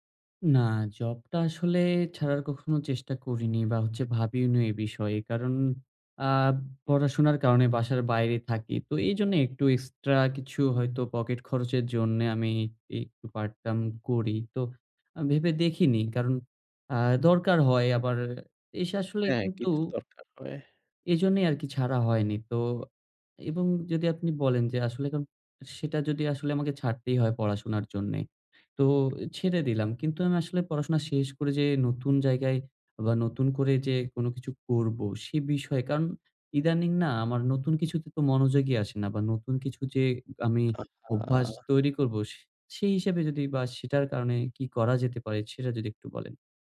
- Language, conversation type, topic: Bengali, advice, কাজের মধ্যে মনোযোগ ধরে রাখার নতুন অভ্যাস গড়তে চাই
- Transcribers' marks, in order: tapping; "পার্ট-টাইম" said as "পার্ট টার্ম"; other noise